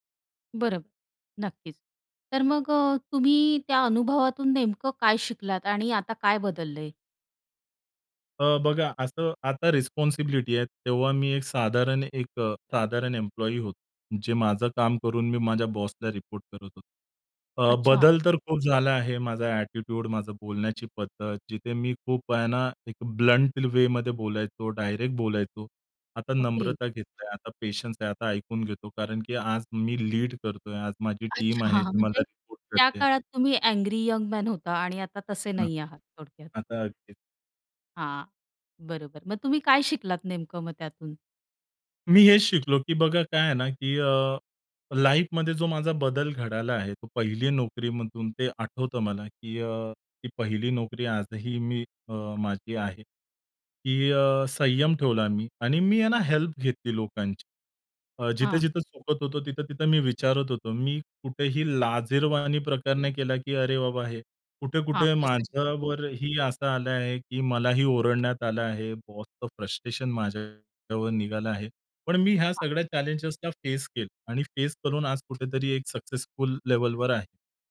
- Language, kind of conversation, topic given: Marathi, podcast, तुम्हाला तुमच्या पहिल्या नोकरीबद्दल काय आठवतं?
- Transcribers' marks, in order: in English: "रिस्पॉन्सिबिलिटी"; tapping; in English: "ॲटिट्यूड"; in English: "ब्लंट वेमध्ये"; in English: "लीड"; in English: "टीम"; in English: "अँग्री यंग मॅन"; unintelligible speech; in English: "लाईफमध्ये"; in English: "हेल्प"; in English: "फ्रस्ट्रेशन"; in English: "चॅलेंजला फेस"; in English: "सक्सेसफुल लेव्हलवर"